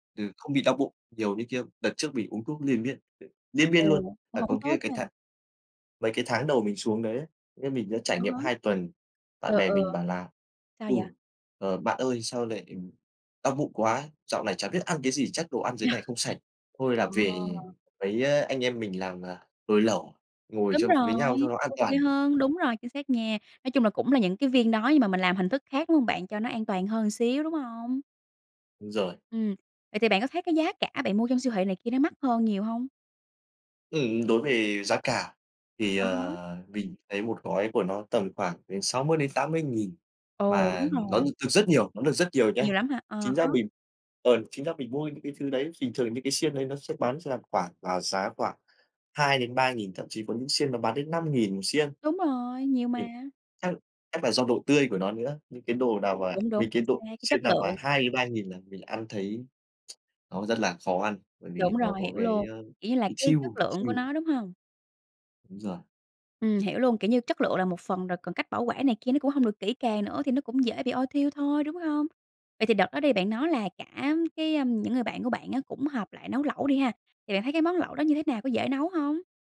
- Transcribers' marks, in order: laughing while speaking: "Yeah"; tapping; other background noise; tsk
- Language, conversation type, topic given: Vietnamese, podcast, Bạn có thể kể về một món ăn đường phố mà bạn không thể quên không?